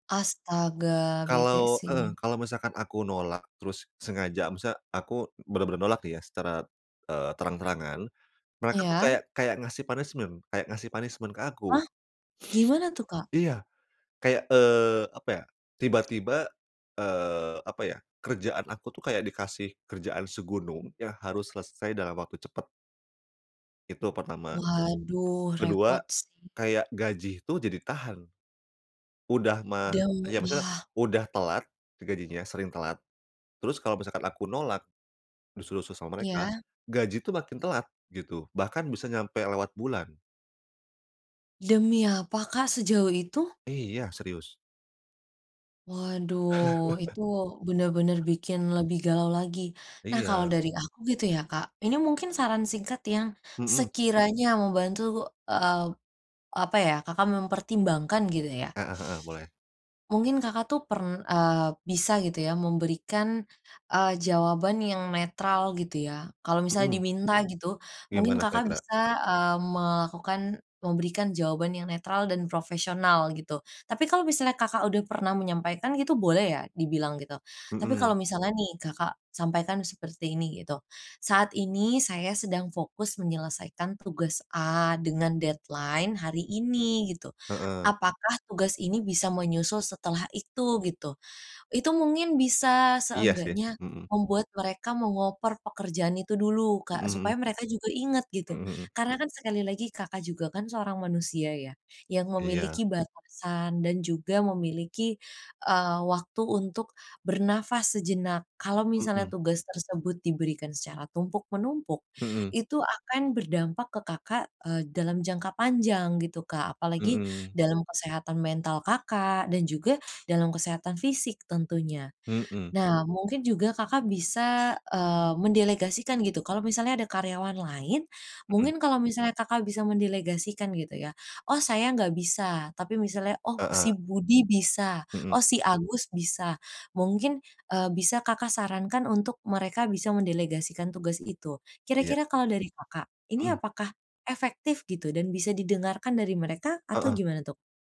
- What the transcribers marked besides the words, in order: in English: "punishment"; in English: "punishment"; laugh; in English: "deadline"; in English: "meng-over"; other background noise
- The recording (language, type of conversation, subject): Indonesian, advice, Bagaimana cara menentukan prioritas tugas ketika semuanya terasa mendesak?